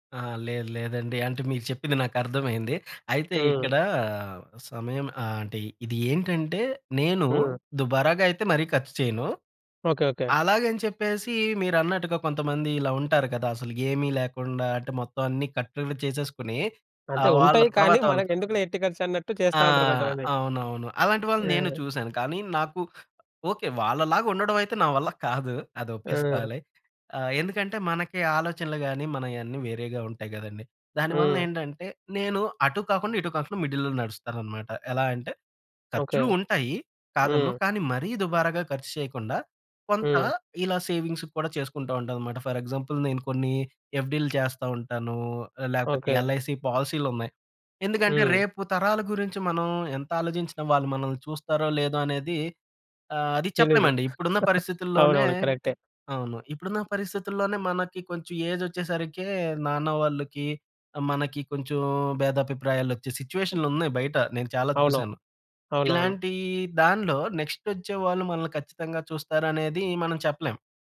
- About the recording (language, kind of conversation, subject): Telugu, podcast, ప్రయాణాలు, కొత్త అనుభవాల కోసం ఖర్చు చేయడమా లేదా ఆస్తి పెంపుకు ఖర్చు చేయడమా—మీకు ఏది ఎక్కువ ముఖ్యమైంది?
- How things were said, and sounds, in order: in English: "మిడిల్‌లో"; in English: "ఫర్ ఎగ్జాంపుల్"; tapping; in English: "ఎల్‌ఐసీ"; chuckle; other noise